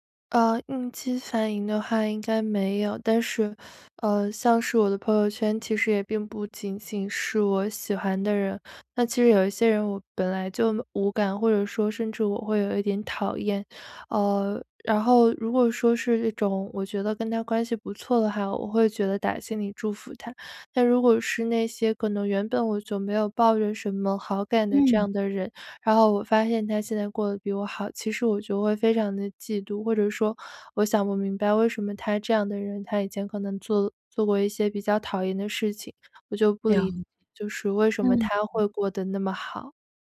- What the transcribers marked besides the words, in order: none
- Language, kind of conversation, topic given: Chinese, advice, 我总是容易被消极比较影响情绪，该怎么做才能不让心情受影响？